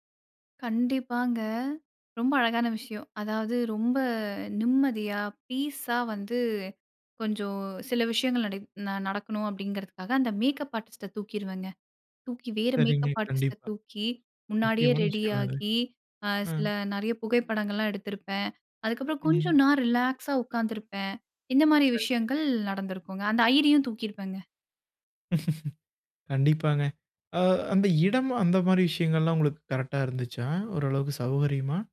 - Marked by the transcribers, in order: in English: "மேக்கப் ஆர்டிஸ்ட்ட"; in English: "மேக்கப் ஆர்டிஸ்ட்ட"; laugh
- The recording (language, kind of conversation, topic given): Tamil, podcast, உங்கள் திருமண நாளைப் பற்றி உங்களுக்கு எந்தெந்த நினைவுகள் உள்ளன?